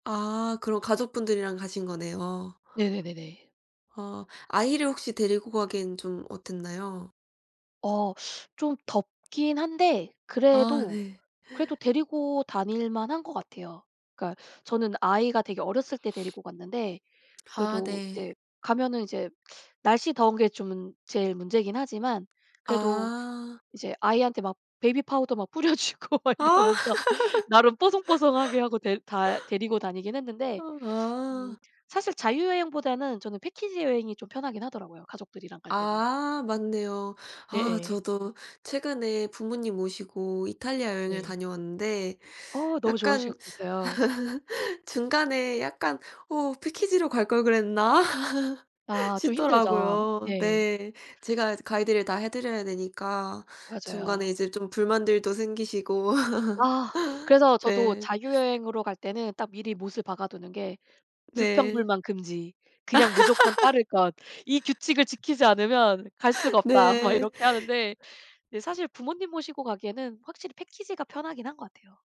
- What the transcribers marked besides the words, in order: gasp; sniff; other background noise; tapping; laughing while speaking: "뿌려 주고 막 이러면서"; laugh; laugh; laugh; laugh; sniff; laugh; laughing while speaking: "막"
- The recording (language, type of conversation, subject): Korean, unstructured, 어린 시절에 가장 기억에 남는 가족 여행은 무엇이었나요?